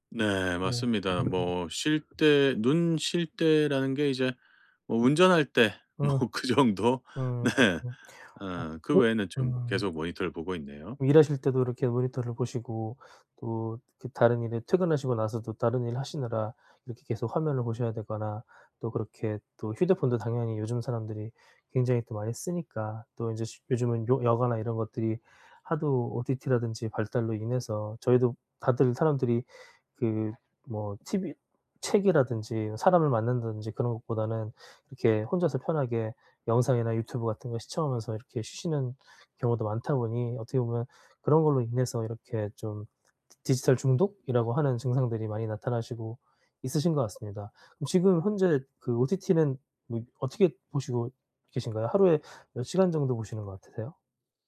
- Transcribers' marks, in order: tapping; laughing while speaking: "뭐 그 정도 네"
- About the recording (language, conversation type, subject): Korean, advice, 디지털 기기 사용 습관을 개선하고 사용량을 최소화하려면 어떻게 해야 할까요?